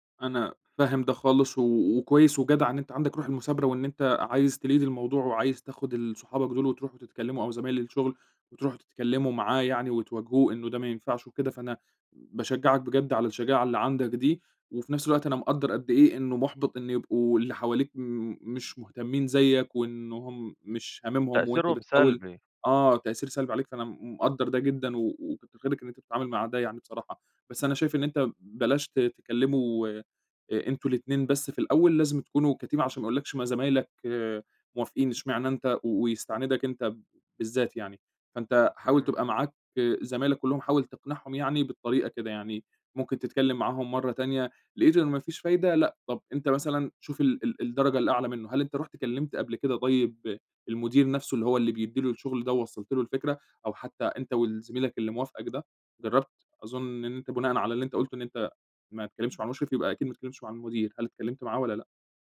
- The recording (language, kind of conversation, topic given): Arabic, advice, إزاي أواجه زميل في الشغل بياخد فضل أفكاري وأفتح معاه الموضوع؟
- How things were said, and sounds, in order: in English: "تlead"; in English: "كteam"